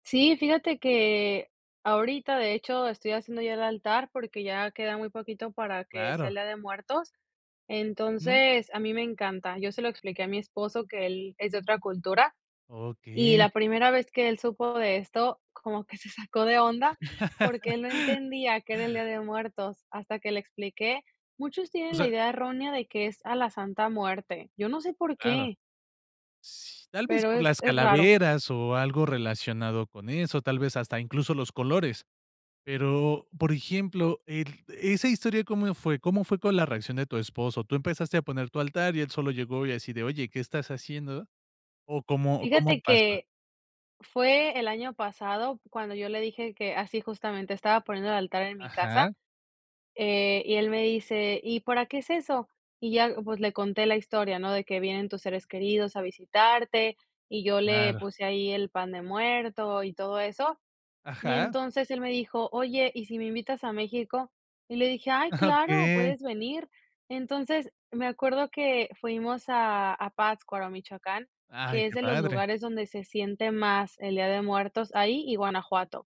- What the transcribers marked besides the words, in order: laughing while speaking: "como que se sacó de onda"; laugh; other noise; chuckle
- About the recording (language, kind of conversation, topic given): Spanish, podcast, ¿Cómo intentas transmitir tus raíces a la próxima generación?